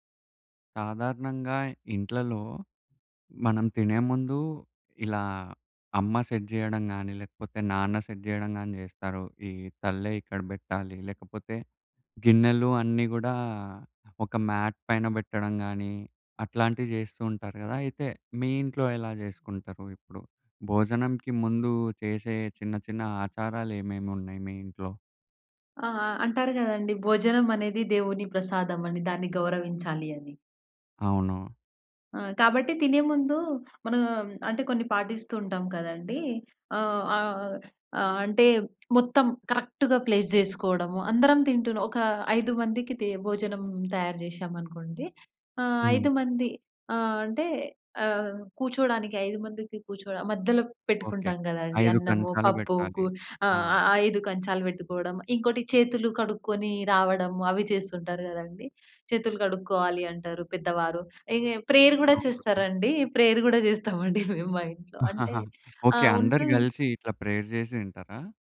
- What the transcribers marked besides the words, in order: in English: "సెట్"; in English: "సెట్"; in English: "మ్యాట్"; in English: "కరెక్ట్‌గా ప్లేస్"; in English: "ప్రేయర్"; in English: "ప్రేయర్"; giggle; in English: "ప్రేయర్"
- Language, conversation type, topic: Telugu, podcast, మీ ఇంట్లో భోజనం ముందు చేసే చిన్న ఆచారాలు ఏవైనా ఉన్నాయా?